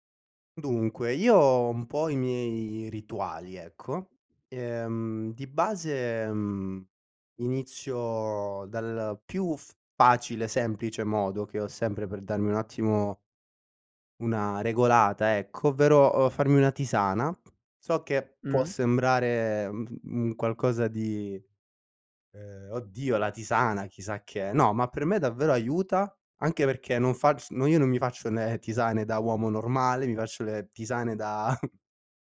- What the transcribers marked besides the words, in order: tapping; chuckle
- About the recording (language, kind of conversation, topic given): Italian, podcast, Quando perdi la motivazione, cosa fai per ripartire?